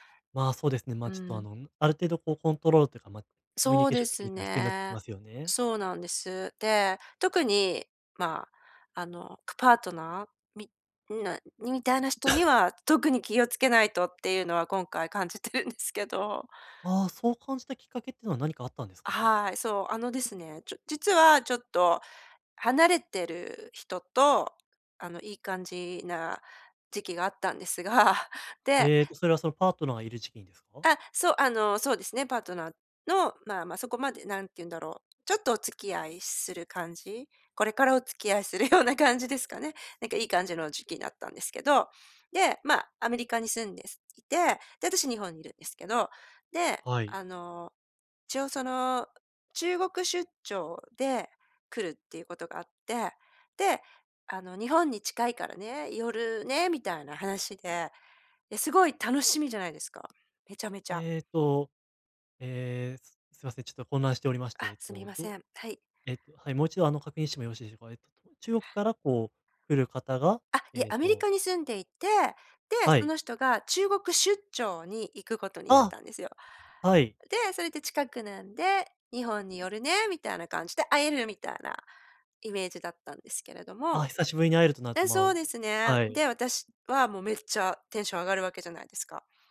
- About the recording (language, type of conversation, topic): Japanese, advice, 批判されたとき、感情的にならずにどう対応すればよいですか？
- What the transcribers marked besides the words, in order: cough; laughing while speaking: "感じてるんですけど"; laughing while speaking: "あったんですが"; laughing while speaking: "するような感じですかね"; stressed: "出張"; surprised: "あっ！"